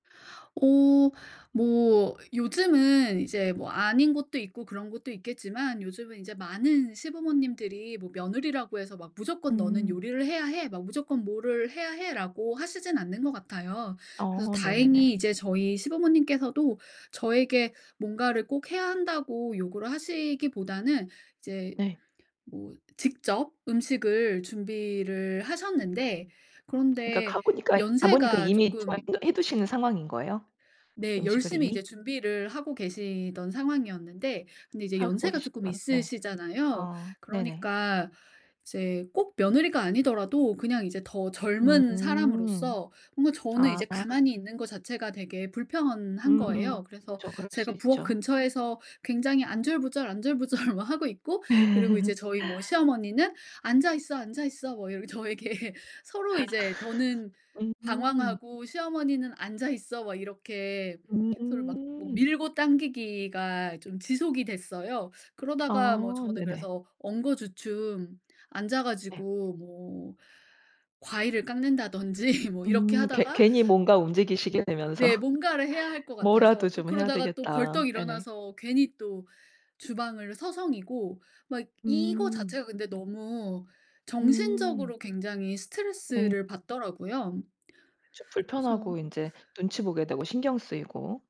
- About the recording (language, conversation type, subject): Korean, podcast, 결혼 후 시댁과 처가와의 관계를 어떻게 건강하게 유지하시나요?
- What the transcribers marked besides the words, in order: tapping; other background noise; unintelligible speech; laughing while speaking: "안절부절"; laugh; laugh; laughing while speaking: "저에게"; laughing while speaking: "깎는다든지"